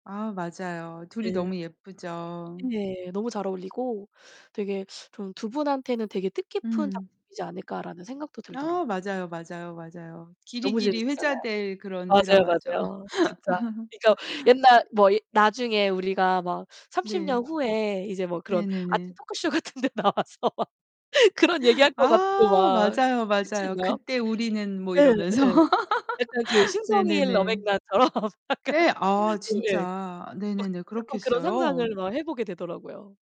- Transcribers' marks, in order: tapping; distorted speech; laugh; laughing while speaking: "같은 데 나와서 막 그런 얘기 할 것 같고 막"; gasp; other background noise; laugh; laughing while speaking: "처럼 약간"
- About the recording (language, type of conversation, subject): Korean, unstructured, 좋아하는 배우나 가수가 있다면 누구인가요?